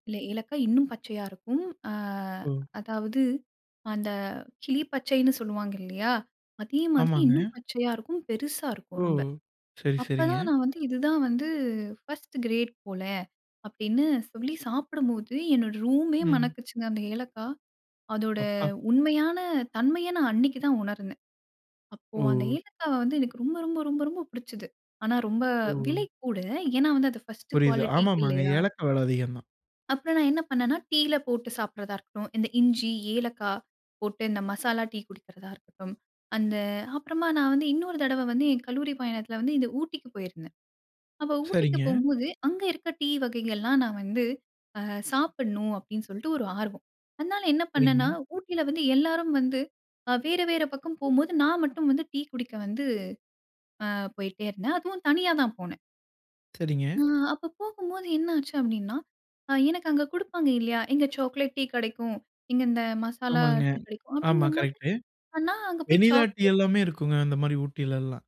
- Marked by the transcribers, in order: in English: "ஃபர்ஸ்ட் கிரேட்"; surprised: "அப்பா!"; drawn out: "ஓ!"; in English: "ஃபர்ஸ்ட்டு குவாலிட்டி"
- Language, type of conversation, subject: Tamil, podcast, தினசரி மாலை தேநீர் நேரத்தின் நினைவுகளைப் பற்றிப் பேசலாமா?